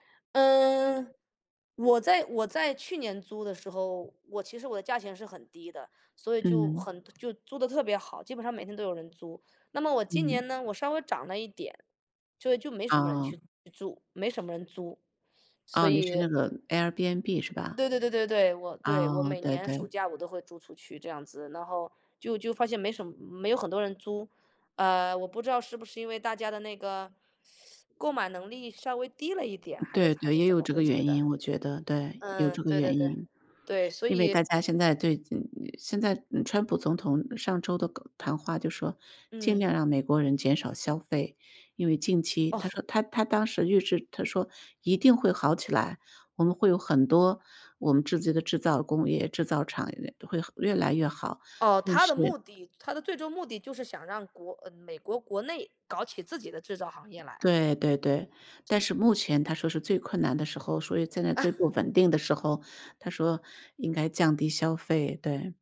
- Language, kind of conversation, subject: Chinese, unstructured, 最近的经济变化对普通人的生活有哪些影响？
- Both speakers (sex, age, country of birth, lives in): female, 55-59, China, United States; male, 35-39, United States, United States
- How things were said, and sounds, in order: other background noise; teeth sucking; tapping; "自己" said as "至鸡"; laugh